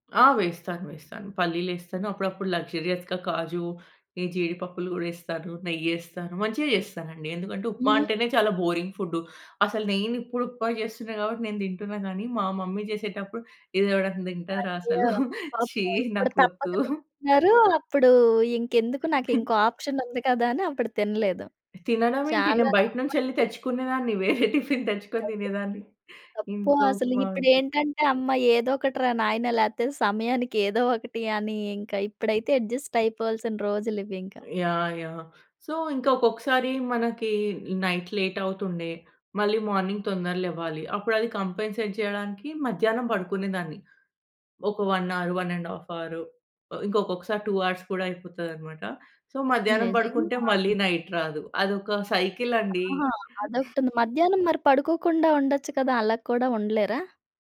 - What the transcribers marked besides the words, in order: in English: "లక్సూరియస్‌గా"; in English: "బోరింగ్"; in English: "మమ్మీ"; laughing while speaking: "ఛీ! నాకొద్దు"; other noise; in English: "ఆప్షన్"; chuckle; in English: "అడ్జస్ట్"; in English: "సో"; in English: "నైట్ లేట్"; in English: "మార్నింగ్"; in English: "కాంపెన్సేట్"; in English: "వన్ హౌర్ వన్ అండ్ హాఫ్ హౌర్"; in English: "టు హౌర్స్"; in English: "సో"; in English: "నైట్"; in English: "సైకిల్"; chuckle
- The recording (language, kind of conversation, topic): Telugu, podcast, సమయానికి లేవడానికి మీరు పాటించే చిట్కాలు ఏమిటి?